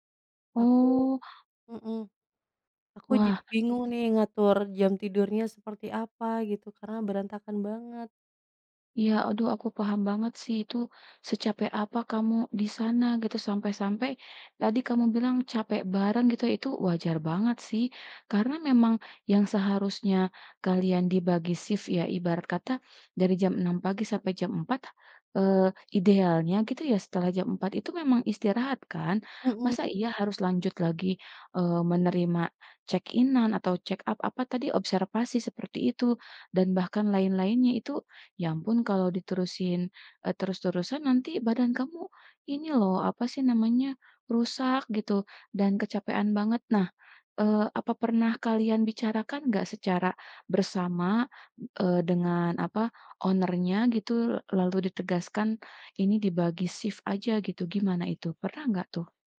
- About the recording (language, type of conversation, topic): Indonesian, advice, Bagaimana cara mengatasi jam tidur yang berantakan karena kerja shift atau jadwal yang sering berubah-ubah?
- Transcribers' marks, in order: tapping; unintelligible speech; in English: "check-in-an"; in English: "check up"; in English: "owner"